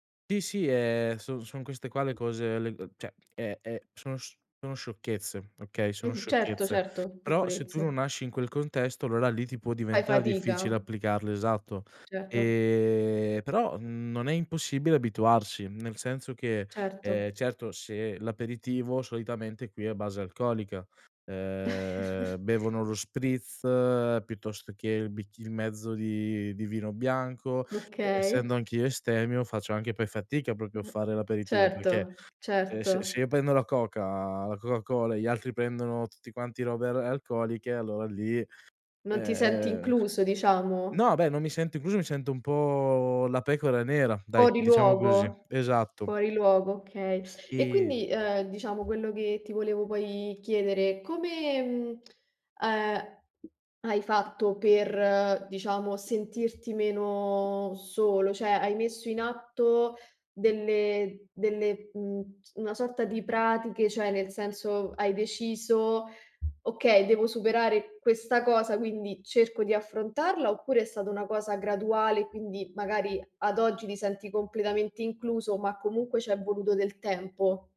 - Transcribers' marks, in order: tapping; "cioè" said as "ceh"; drawn out: "non"; chuckle; drawn out: "ehm"; "proprio" said as "propio"; drawn out: "po'"; other background noise; "cioè" said as "ceh"
- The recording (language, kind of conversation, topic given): Italian, podcast, Come aiutare qualcuno che si sente solo in città?